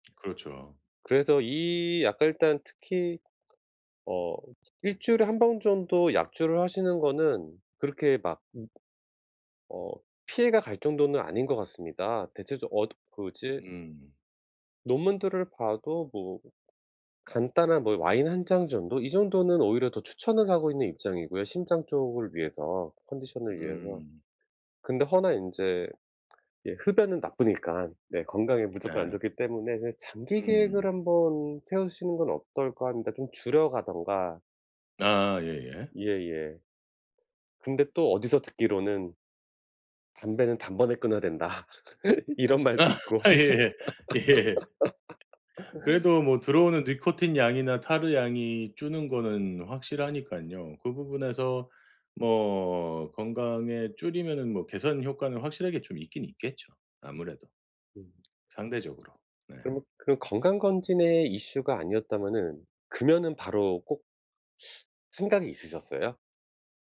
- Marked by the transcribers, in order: other background noise; lip smack; laugh; laughing while speaking: "예예. 예예"; laugh; tapping; laughing while speaking: "이런 말도 있고"; laugh; teeth sucking
- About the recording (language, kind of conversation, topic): Korean, advice, 유혹을 느낄 때 어떻게 하면 잘 막을 수 있나요?